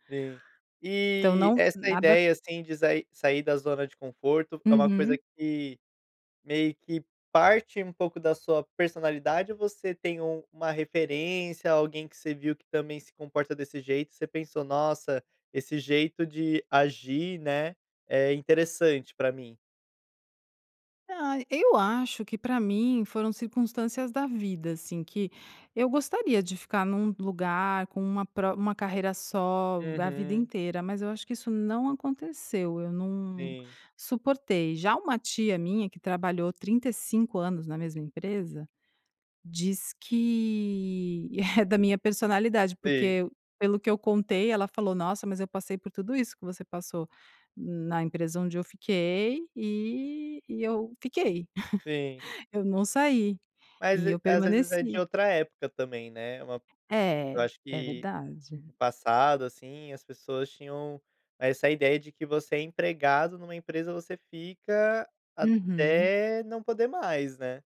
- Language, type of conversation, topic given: Portuguese, podcast, Como você se convence a sair da zona de conforto?
- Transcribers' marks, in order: laughing while speaking: "é"; laugh; other background noise